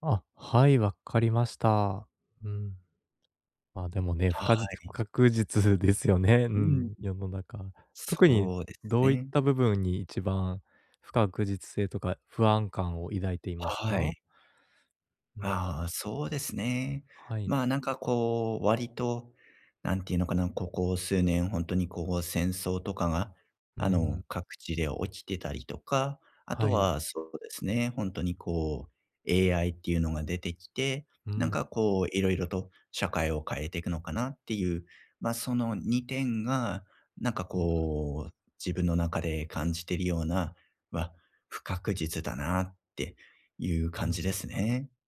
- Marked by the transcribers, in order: unintelligible speech; laughing while speaking: "不確実ですよね"; other background noise
- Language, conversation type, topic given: Japanese, advice, 不確実な状況にどう向き合えば落ち着いて過ごせますか？